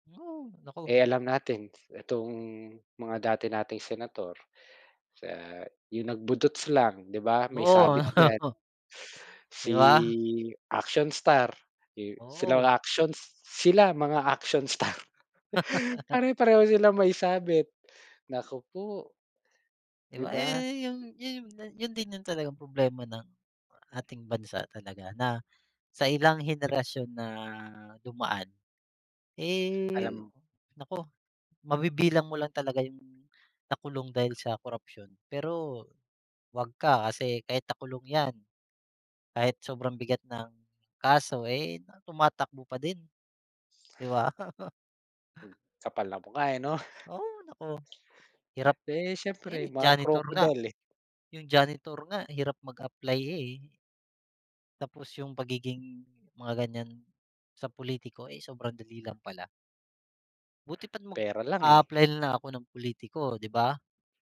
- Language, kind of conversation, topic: Filipino, unstructured, Ano ang opinyon mo tungkol sa isyu ng korapsyon sa mga ahensya ng pamahalaan?
- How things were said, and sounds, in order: laughing while speaking: "Oo"; laughing while speaking: "star"; chuckle; "Kapal" said as "sapal"; chuckle